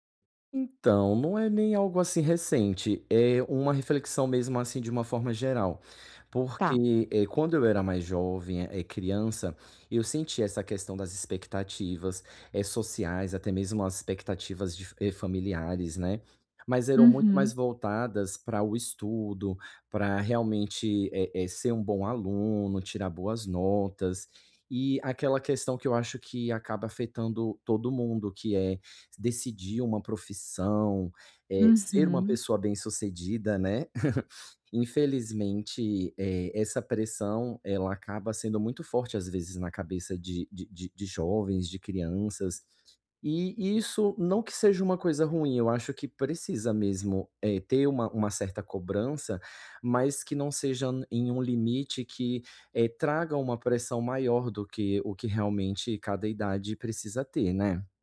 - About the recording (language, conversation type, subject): Portuguese, advice, Como posso lidar com a pressão social ao tentar impor meus limites pessoais?
- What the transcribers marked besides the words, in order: laugh